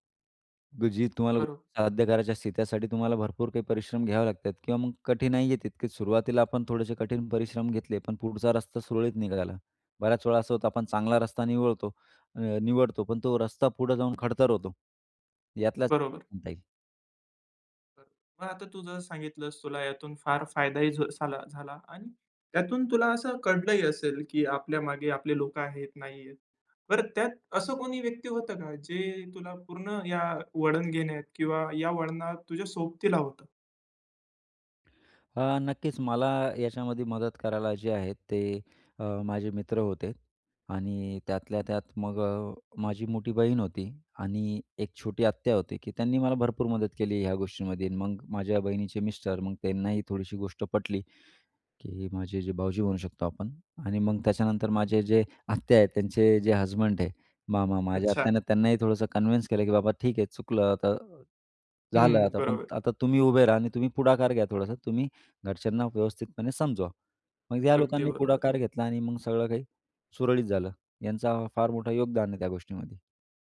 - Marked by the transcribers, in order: unintelligible speech; other background noise; in English: "कन्विन्स"
- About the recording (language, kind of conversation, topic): Marathi, podcast, तुझ्या आयुष्यातला एक मोठा वळण कोणता होता?